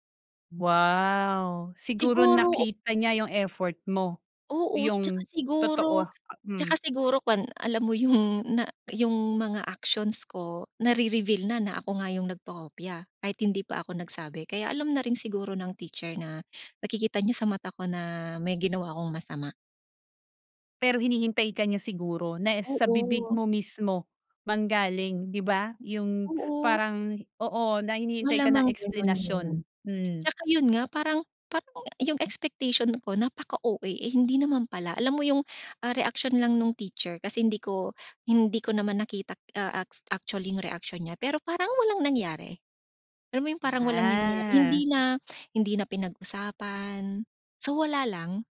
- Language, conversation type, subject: Filipino, podcast, Ano ang ginagawa mo kapag natatakot kang magsabi ng totoo?
- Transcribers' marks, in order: other background noise